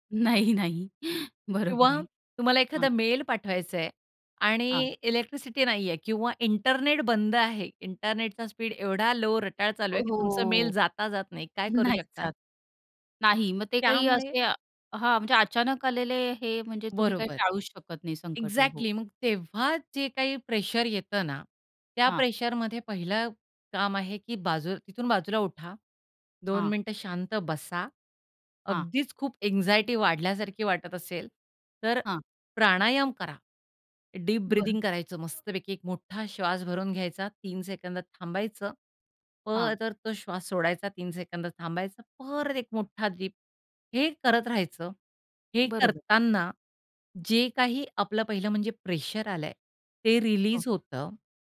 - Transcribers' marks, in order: laughing while speaking: "नाही, नाही"; other background noise; in English: "एक्झॅक्टली"; tapping; in English: "अँक्साइटी"; in English: "ब्रीथिंग"; other noise
- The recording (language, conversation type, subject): Marathi, podcast, तणाव हाताळताना तुम्हाला काय उपयोगी वाटते?